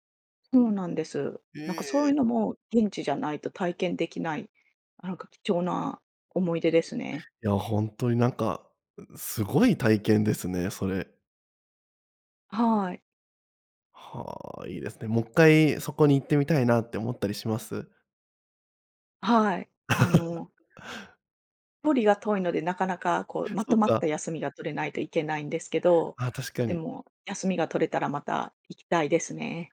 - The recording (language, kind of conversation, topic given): Japanese, podcast, ひとり旅で一番忘れられない体験は何でしたか？
- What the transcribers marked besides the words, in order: chuckle